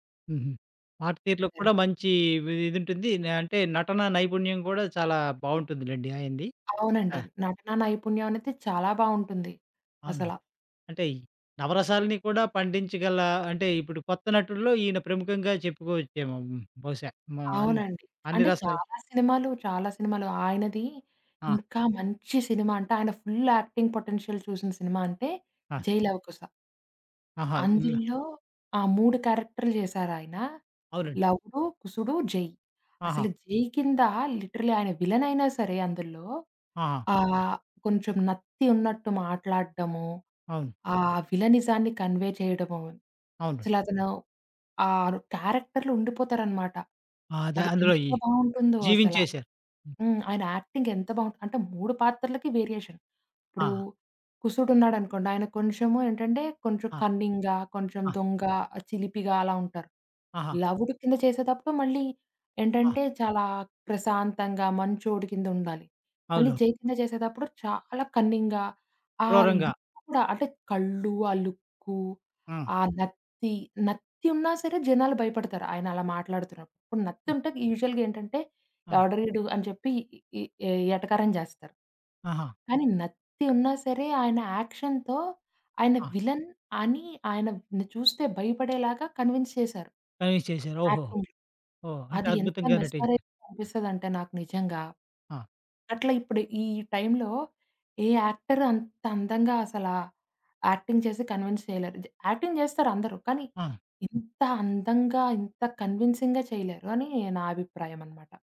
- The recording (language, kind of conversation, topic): Telugu, podcast, మీకు ఇష్టమైన నటుడు లేదా నటి గురించి మీరు మాట్లాడగలరా?
- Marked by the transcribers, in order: other background noise; in English: "ఫుల్ యాక్టింగ్ పొటెన్షియల్"; in English: "లిటరల్లీ"; in English: "కన్వే"; in English: "క్యారెక్టర్‌లో"; in English: "యాక్టింగ్"; in English: "వేరియేషన్"; in English: "కన్నింగ్‌గా"; tapping; in English: "యూజువల్‌గా"; in English: "యాక్షన్‌తో"; in English: "విలన్"; in English: "కన్విన్స్"; in English: "యాక్టింగ్"; in English: "కన్విన్స్"; in English: "మెస్మరైజింగ్‌గా"; in English: "యాక్టర్"; in English: "యాక్టింగ్"; in English: "కన్విెన్స్"; in English: "యాక్టింగ్"; in English: "కన్విన్సింగ్‌గా"